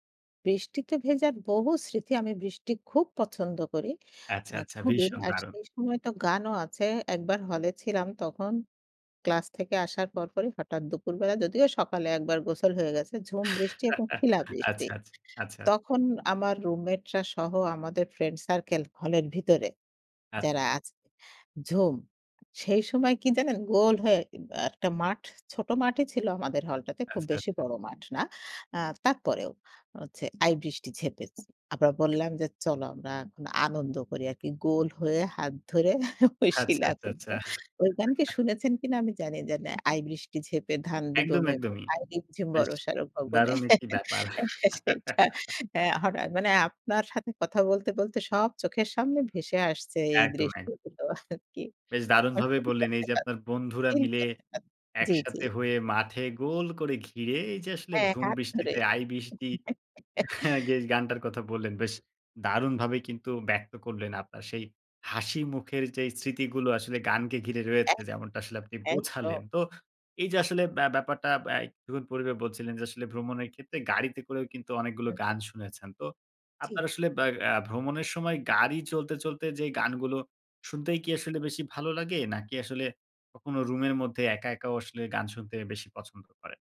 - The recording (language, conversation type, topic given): Bengali, podcast, মন খারাপ হলে কোন গানটা শুনলে আপনার মুখে হাসি ফুটে ওঠে?
- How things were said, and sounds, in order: chuckle; laughing while speaking: "আচ্ছা, আচ্ছা, আচ্ছা, আচ্ছা"; chuckle; laughing while speaking: "শিলা পরল"; chuckle; laughing while speaking: "সেইটা, হ্যাঁ হঠাৎ"; laughing while speaking: "দৃষ্টিগুলো আরকি"; unintelligible speech; laughing while speaking: "হ্যাঁ, হাত ধরে"; chuckle; "বেশ" said as "গেশ"; chuckle